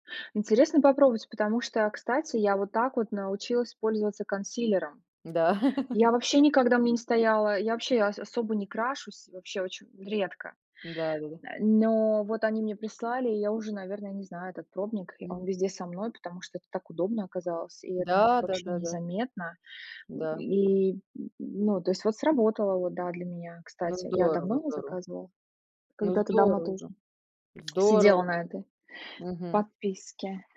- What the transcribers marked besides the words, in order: chuckle; tapping
- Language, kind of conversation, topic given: Russian, unstructured, Насколько справедливо, что алгоритмы решают, что нам показывать?